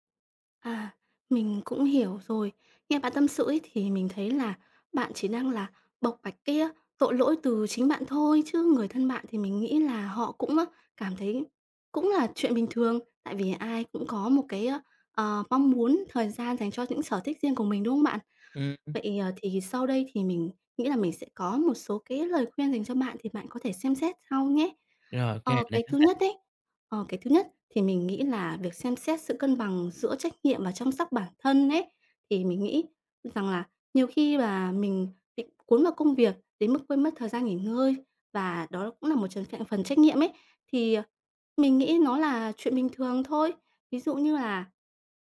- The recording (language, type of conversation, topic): Vietnamese, advice, Làm sao để dành thời gian cho sở thích mà không cảm thấy có lỗi?
- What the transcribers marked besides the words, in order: tapping; other background noise